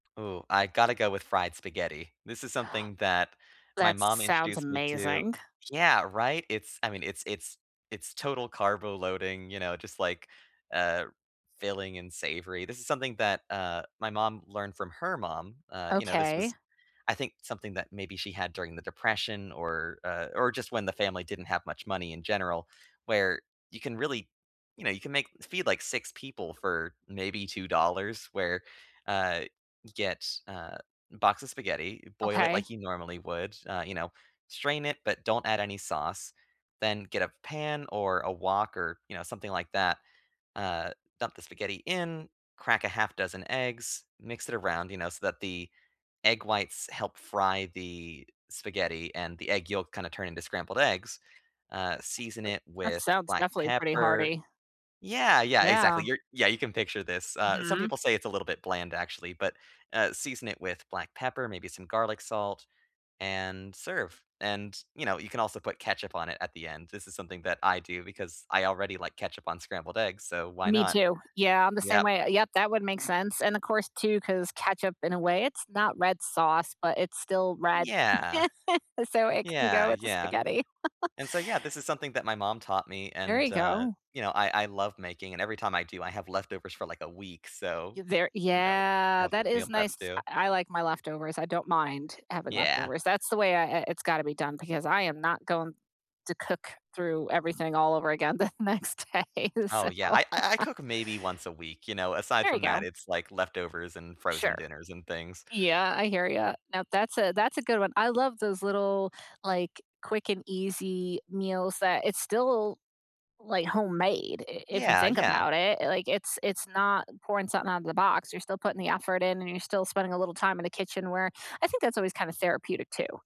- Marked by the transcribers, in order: other background noise; laugh; laughing while speaking: "the next day, so"
- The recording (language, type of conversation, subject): English, unstructured, What is a recipe you learned from family or friends?